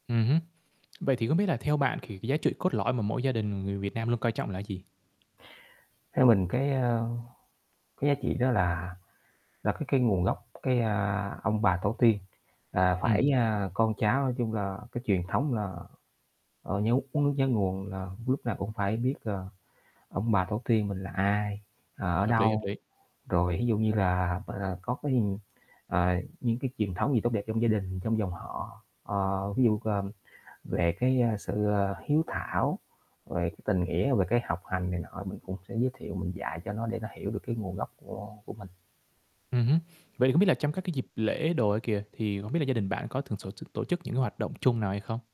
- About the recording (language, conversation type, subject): Vietnamese, podcast, Bạn dạy con cháu về nguồn gốc gia đình mình như thế nào?
- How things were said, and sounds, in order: static; other background noise